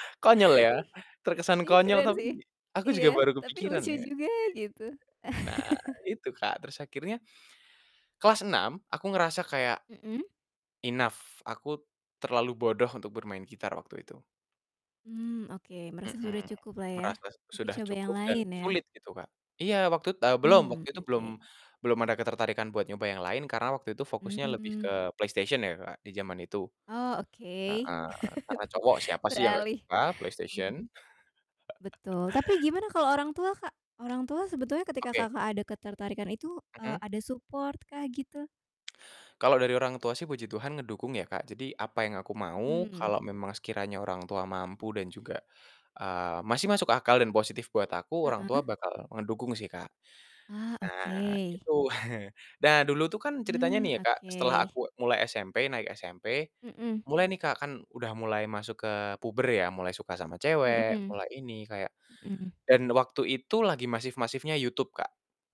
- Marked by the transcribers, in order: distorted speech; chuckle; laugh; in English: "enough"; chuckle; chuckle; in English: "support"; chuckle
- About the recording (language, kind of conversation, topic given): Indonesian, podcast, Gimana keluarga memengaruhi selera musikmu?